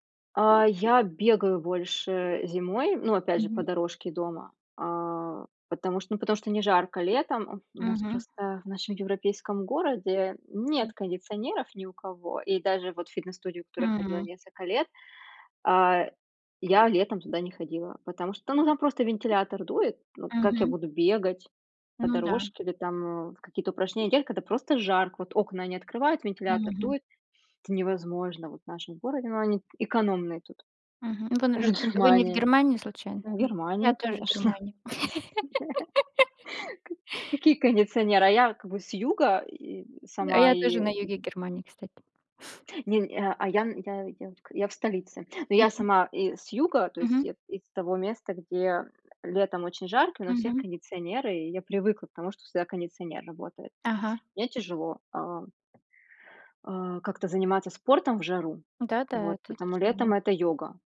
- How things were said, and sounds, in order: laughing while speaking: "в Германии"; laugh; chuckle; tapping
- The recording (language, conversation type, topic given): Russian, unstructured, Как спорт влияет на твоё настроение каждый день?